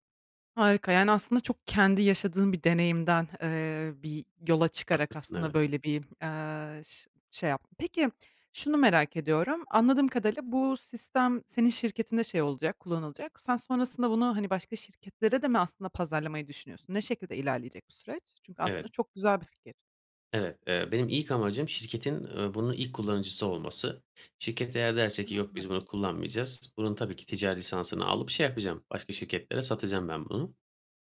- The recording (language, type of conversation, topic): Turkish, podcast, İlk fikrinle son ürün arasında neler değişir?
- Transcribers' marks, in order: unintelligible speech